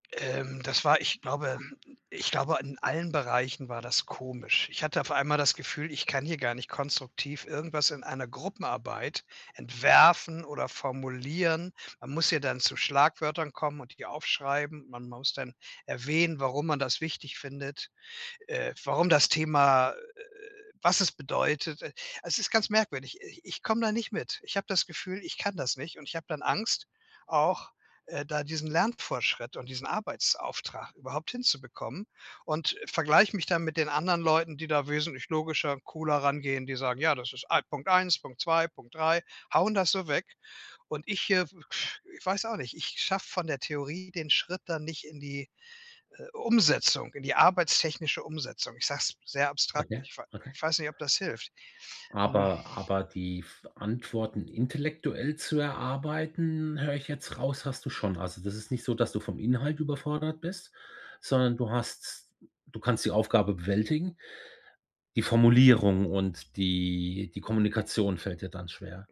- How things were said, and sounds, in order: blowing
- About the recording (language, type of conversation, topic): German, advice, Wie kann ich meine Angst vor Gruppenevents und Feiern überwinden und daran teilnehmen?